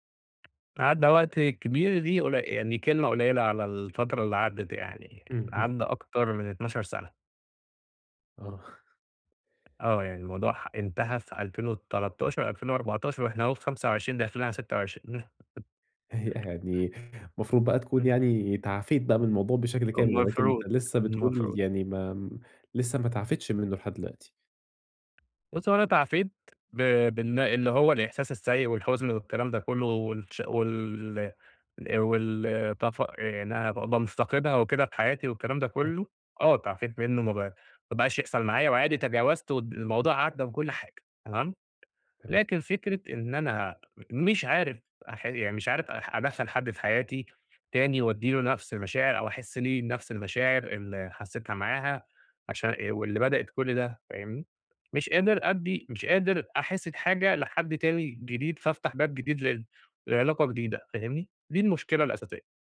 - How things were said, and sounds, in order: tapping; chuckle; unintelligible speech
- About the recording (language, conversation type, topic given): Arabic, advice, إزاي أوازن بين ذكرياتي والعلاقات الجديدة من غير ما أحس بالذنب؟